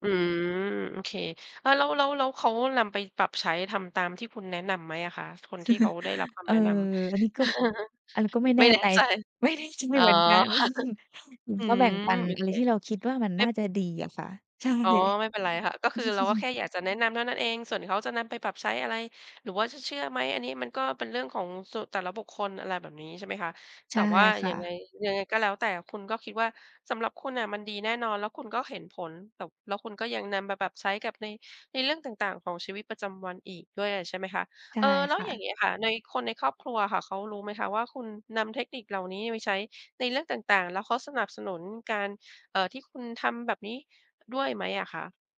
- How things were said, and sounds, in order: chuckle; laughing while speaking: "ไม่แน่ใจ"; chuckle; other background noise; chuckle; laughing while speaking: "ใช่"; chuckle
- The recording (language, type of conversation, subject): Thai, podcast, การเปลี่ยนพฤติกรรมเล็กๆ ของคนมีผลจริงไหม?